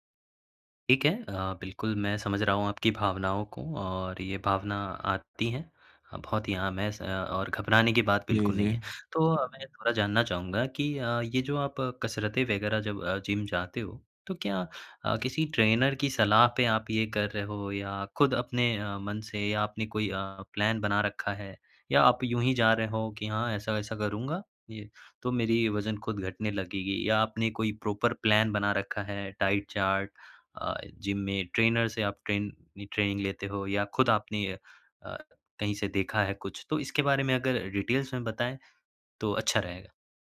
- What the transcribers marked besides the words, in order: "थोड़ा" said as "थोरा"; in English: "ट्रेनर"; in English: "प्लान"; in English: "प्रॉपर प्लान"; in English: "डाइट चार्ट"; in English: "ट्रेनर"; in English: "ट्रेनिंग"; in English: "डिटेलस"
- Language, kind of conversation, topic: Hindi, advice, आपकी कसरत में प्रगति कब और कैसे रुक गई?
- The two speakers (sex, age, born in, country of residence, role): male, 20-24, India, India, advisor; male, 20-24, India, India, user